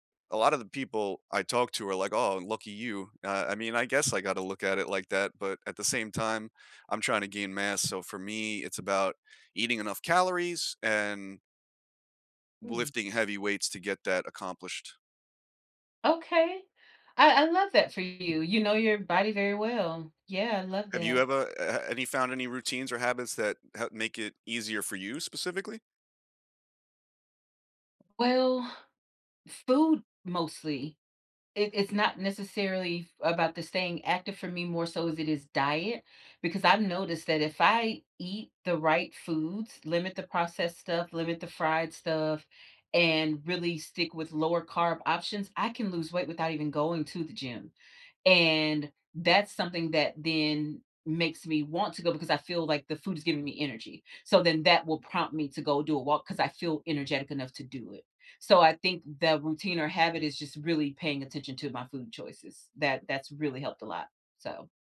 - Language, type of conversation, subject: English, unstructured, How do you stay motivated to move regularly?
- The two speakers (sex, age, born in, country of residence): female, 40-44, United States, United States; male, 35-39, United States, United States
- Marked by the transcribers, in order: tapping